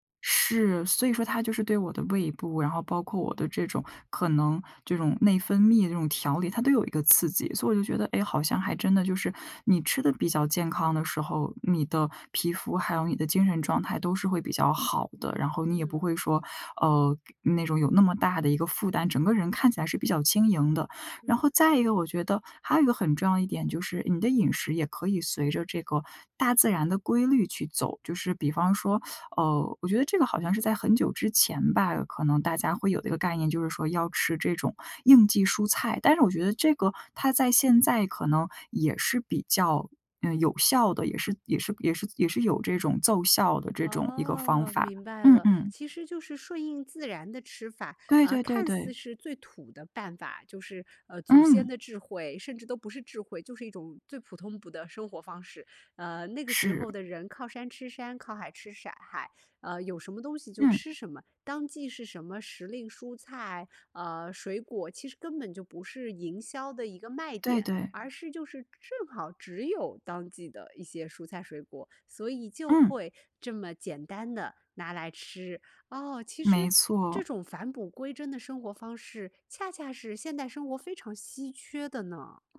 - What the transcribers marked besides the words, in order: "海" said as "骰"
- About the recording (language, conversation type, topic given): Chinese, podcast, 简单的饮食和自然生活之间有什么联系？